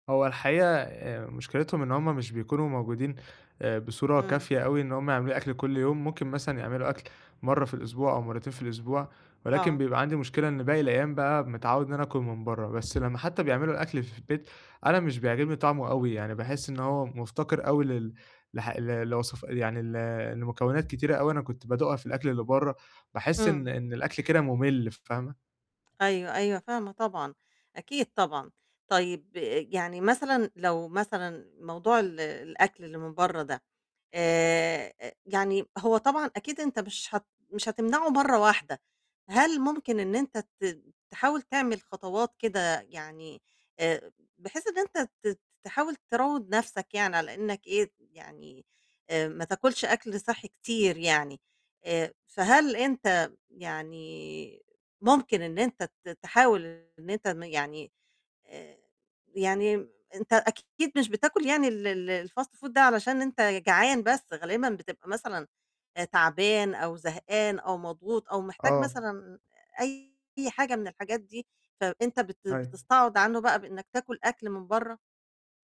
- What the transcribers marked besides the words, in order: other background noise; in English: "الfast food"; distorted speech
- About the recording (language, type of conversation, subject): Arabic, advice, إزاي أقدر أبدّل عاداتي السلبية بعادات صحية ثابتة؟